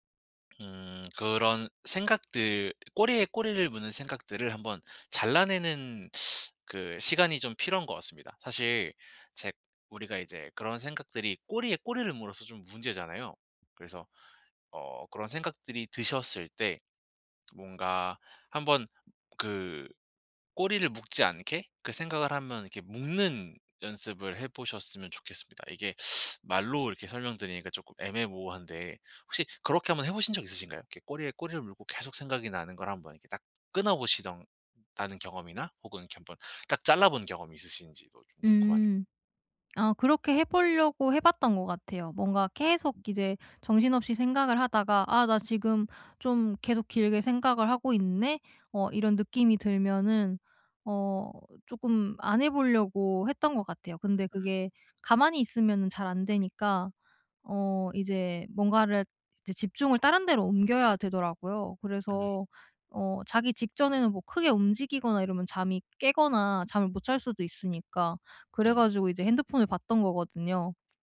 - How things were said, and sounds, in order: teeth sucking; tapping; teeth sucking; other background noise
- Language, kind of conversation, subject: Korean, advice, 잠들기 전에 머릿속 생각을 어떻게 정리하면 좋을까요?